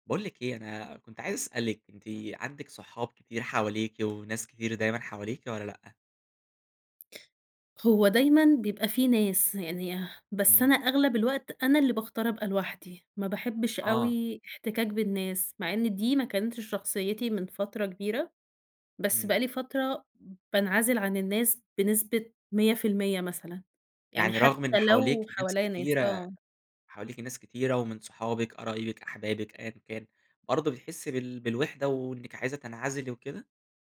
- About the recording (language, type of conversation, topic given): Arabic, podcast, ليه ساعات بنحس بالوحدة رغم إن حوالينا ناس؟
- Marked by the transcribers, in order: tapping